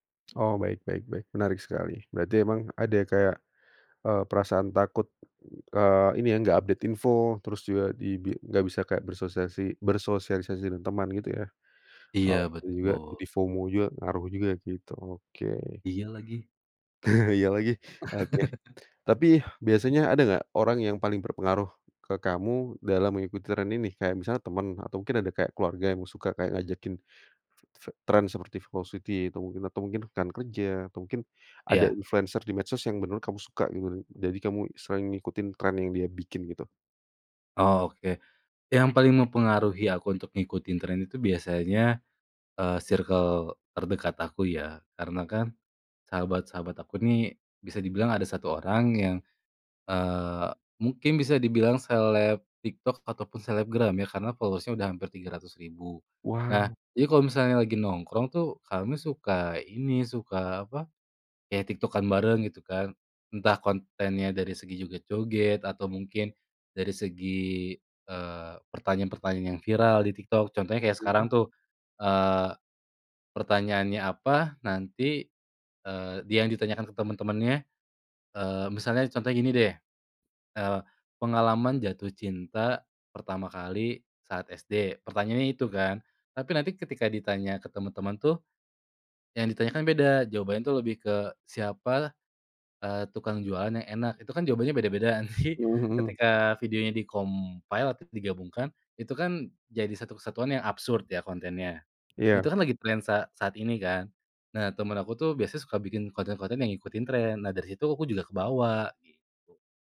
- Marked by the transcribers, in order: tapping; in English: "update"; other background noise; chuckle; laugh; in English: "velocity"; in English: "followers-nya"; laughing while speaking: "nanti"; in English: "di-compile"
- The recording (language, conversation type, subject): Indonesian, podcast, Pernah nggak kamu ikutan tren meski nggak sreg, kenapa?